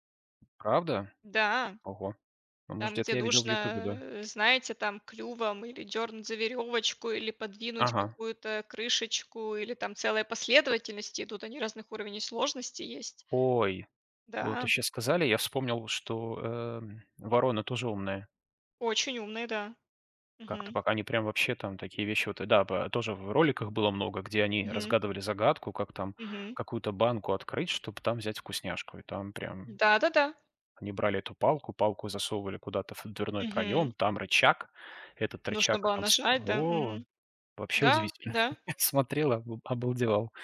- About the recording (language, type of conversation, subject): Russian, unstructured, Какие животные тебе кажутся самыми умными и почему?
- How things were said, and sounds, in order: other background noise; chuckle